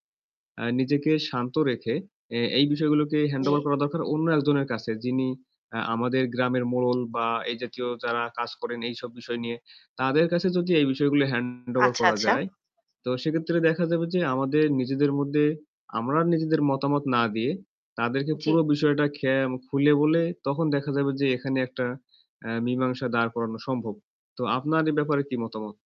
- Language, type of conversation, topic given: Bengali, unstructured, দ্বন্দ্বের সময় মীমাংসার জন্য আপনি কীভাবে আলোচনা শুরু করেন?
- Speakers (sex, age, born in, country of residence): female, 25-29, Bangladesh, Bangladesh; male, 20-24, Bangladesh, Bangladesh
- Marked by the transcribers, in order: static; distorted speech; in English: "handover"; tapping; in English: "handover"